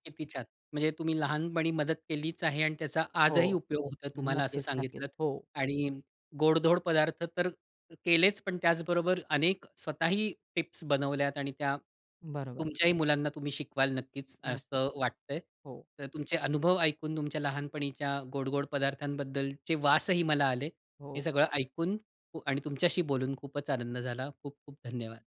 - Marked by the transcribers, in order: none
- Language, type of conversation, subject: Marathi, podcast, लहानपणी गोडधोड बनवायला तुम्ही मदत केली होती का, आणि तो अनुभव कसा होता?